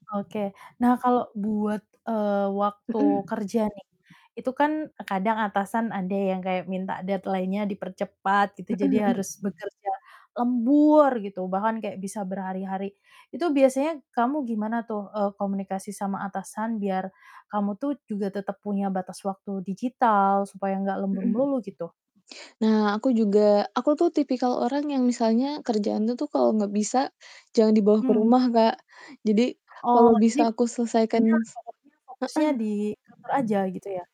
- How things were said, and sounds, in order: other background noise; static; in English: "deadline-nya"; tapping; unintelligible speech
- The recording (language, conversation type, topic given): Indonesian, podcast, Bagaimana kamu menetapkan batasan waktu di dunia digital supaya tidak lembur terus?